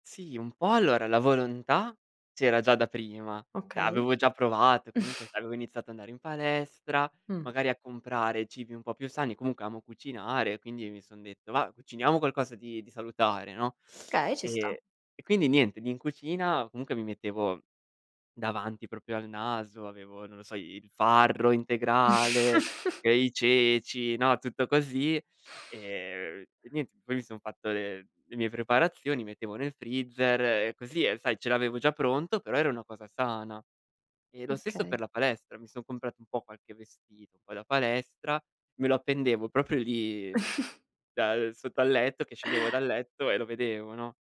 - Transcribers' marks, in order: "cioè" said as "ceh"; chuckle; "Okay" said as "kay"; tapping; "proprio" said as "propio"; chuckle; "proprio" said as "propio"; chuckle
- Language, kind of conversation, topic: Italian, podcast, Come costruisci abitudini sane per migliorare ogni giorno?